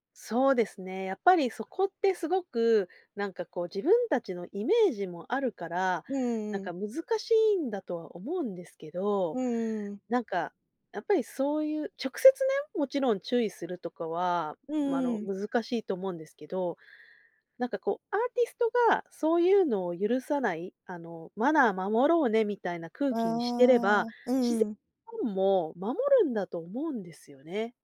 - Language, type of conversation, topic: Japanese, podcast, ファンコミュニティの力、どう捉えていますか？
- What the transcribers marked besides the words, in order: none